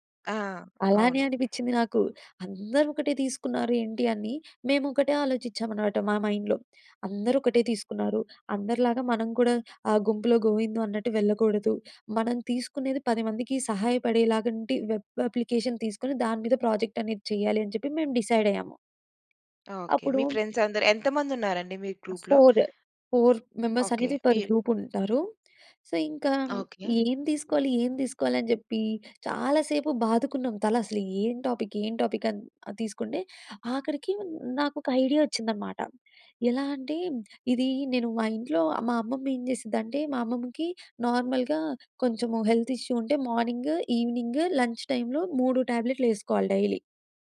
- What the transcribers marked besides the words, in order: other background noise; in English: "మైండ్‌లో"; in English: "వెబ్ అప్లికేషన్"; in English: "ప్రాజెక్ట్"; in English: "డిసైడ్"; in English: "ఫ్రెండ్స్"; in English: "గ్రూప్‌లో?"; in English: "ఫోర్ ఫోర్ మెంబర్స్"; in English: "పర్ గ్రూప్"; in English: "సో"; in English: "టాపిక్"; in English: "టాపిక్"; in English: "నార్మల్‍గా"; in English: "హెల్త్ ఇష్యూ"; in English: "మార్నింగ్, ఈవినింగ్ లంచ్"; in English: "డైలీ"
- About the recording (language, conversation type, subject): Telugu, podcast, నీ ప్యాషన్ ప్రాజెక్ట్ గురించి చెప్పగలవా?